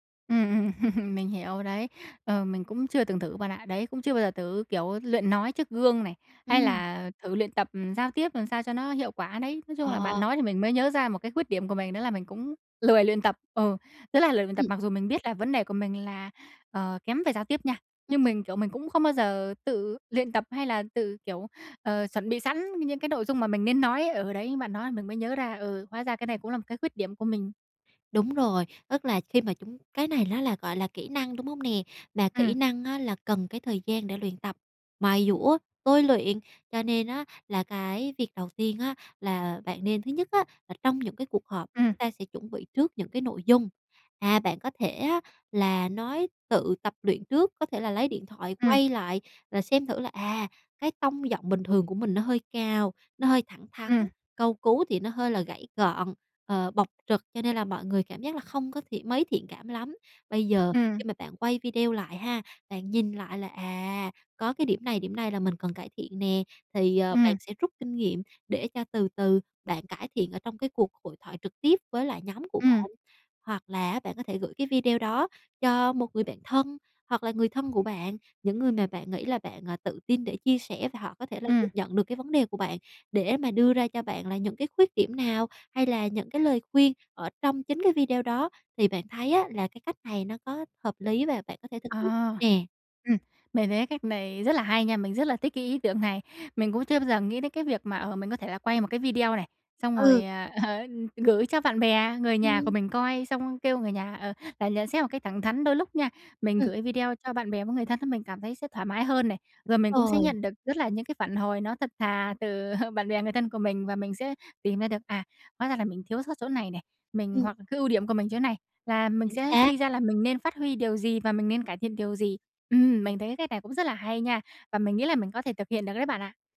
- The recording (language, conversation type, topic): Vietnamese, advice, Làm thế nào để tôi giao tiếp chuyên nghiệp hơn với đồng nghiệp?
- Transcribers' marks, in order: chuckle; laughing while speaking: "ờ"; chuckle; tapping